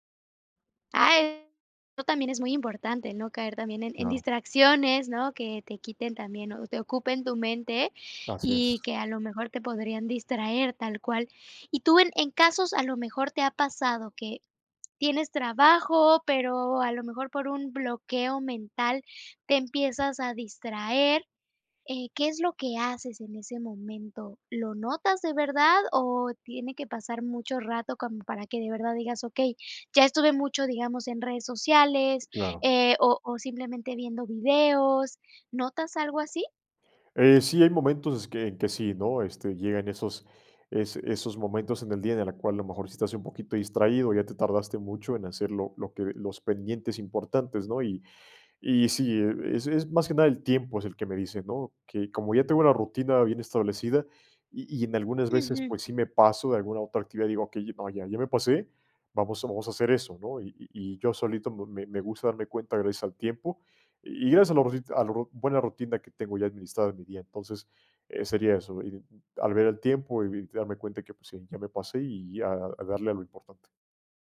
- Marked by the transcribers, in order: none
- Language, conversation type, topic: Spanish, podcast, ¿Qué técnicas usas para salir de un bloqueo mental?